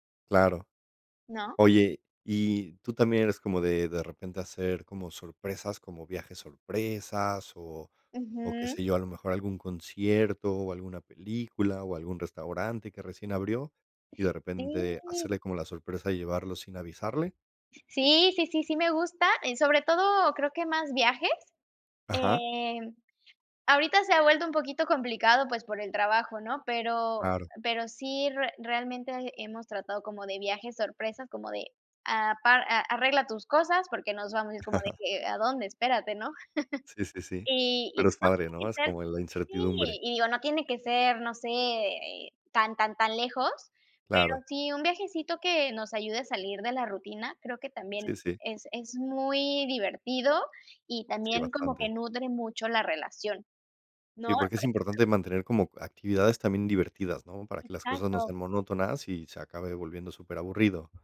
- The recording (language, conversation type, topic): Spanish, unstructured, ¿Cómo mantener la chispa en una relación a largo plazo?
- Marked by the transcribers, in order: chuckle; chuckle; other background noise